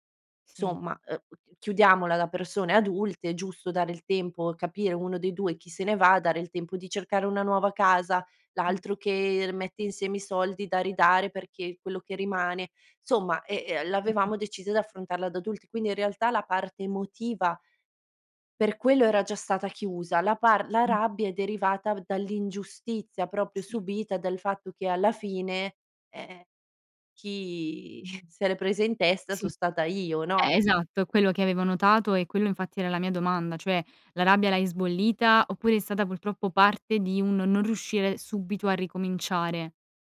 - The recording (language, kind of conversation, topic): Italian, podcast, Ricominciare da capo: quando ti è successo e com’è andata?
- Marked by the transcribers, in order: "insomma" said as "zomma"; "insomma" said as "zomma"; other background noise; unintelligible speech; chuckle; tapping; "cioè" said as "ciuè"; "purtroppo" said as "pultroppo"